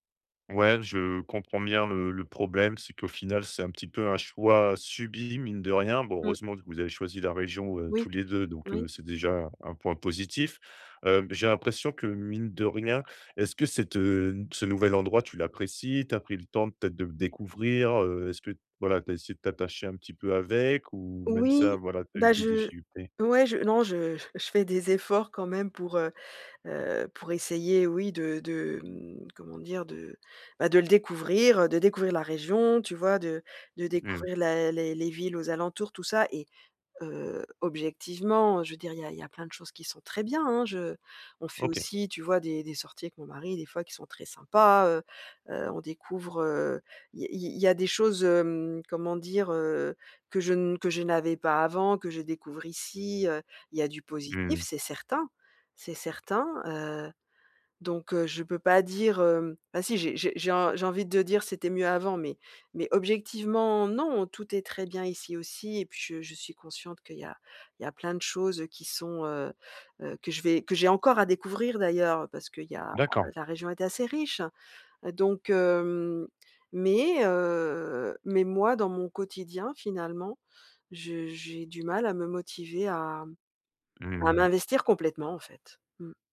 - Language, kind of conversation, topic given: French, advice, Comment retrouver durablement la motivation quand elle disparaît sans cesse ?
- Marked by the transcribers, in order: stressed: "sympas"